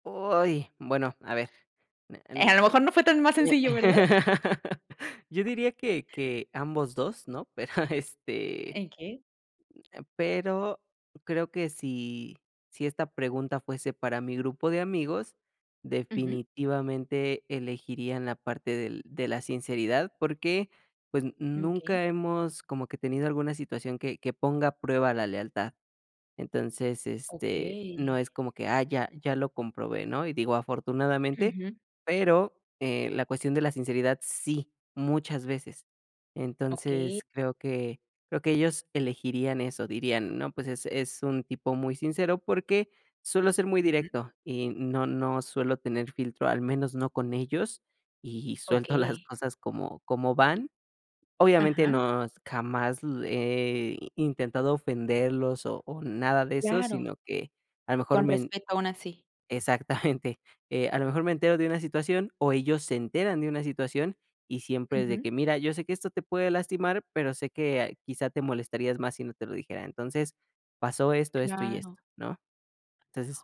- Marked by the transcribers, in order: laugh; chuckle; other background noise; drawn out: "he"
- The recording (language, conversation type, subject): Spanish, podcast, ¿Qué valoras más en tus amigos: la lealtad o la sinceridad?